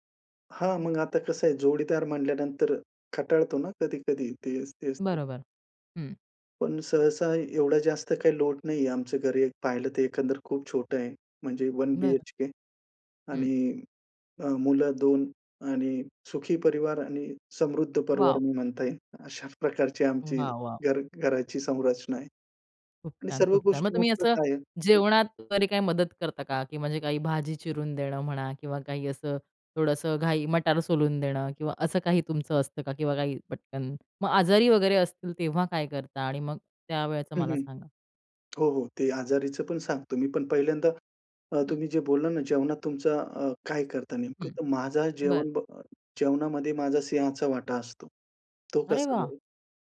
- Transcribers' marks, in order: "कंटाळतो" said as "खटाळतो"; in English: "वन बीएचके"
- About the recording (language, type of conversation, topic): Marathi, podcast, घरच्या कामांमध्ये जोडीदाराशी तुम्ही समन्वय कसा साधता?